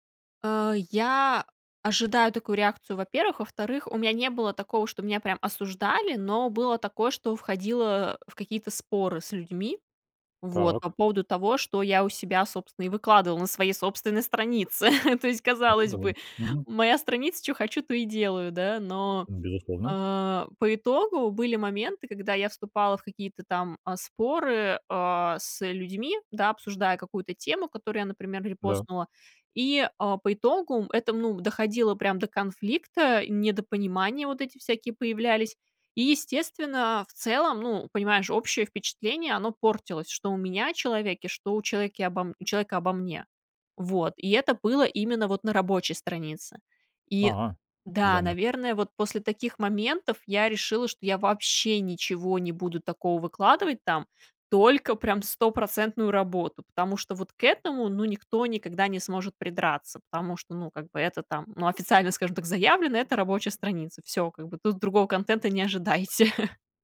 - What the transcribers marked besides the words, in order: tapping; chuckle; other background noise; chuckle
- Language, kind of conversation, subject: Russian, podcast, Какие границы ты устанавливаешь между личным и публичным?